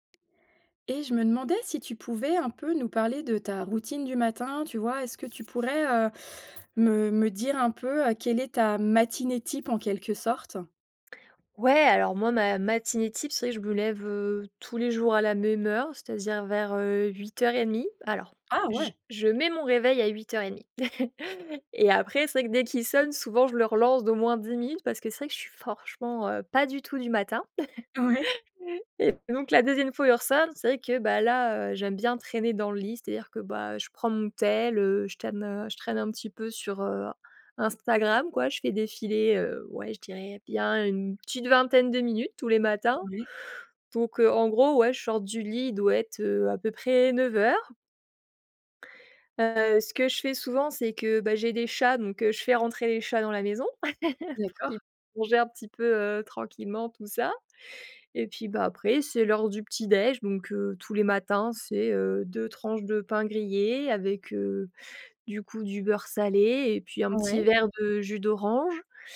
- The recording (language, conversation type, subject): French, podcast, Quelle est ta routine du matin, et comment ça se passe chez toi ?
- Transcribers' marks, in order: other background noise; laugh; "franchement" said as "forchement"; laugh; laugh; unintelligible speech